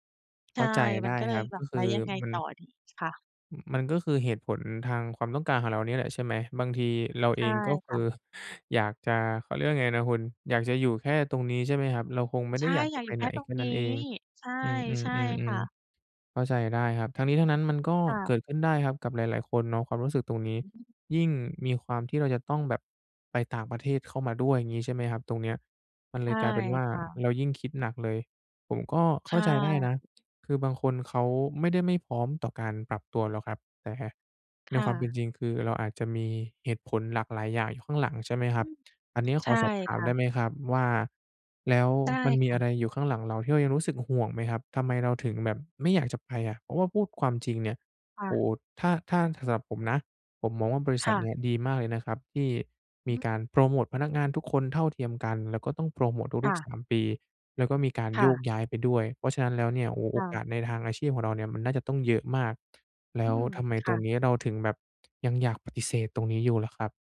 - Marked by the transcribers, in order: other background noise; chuckle; tapping
- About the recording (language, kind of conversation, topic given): Thai, advice, ทำไมฉันถึงประสบความสำเร็จในหน้าที่การงานแต่ยังรู้สึกว่างเปล่า?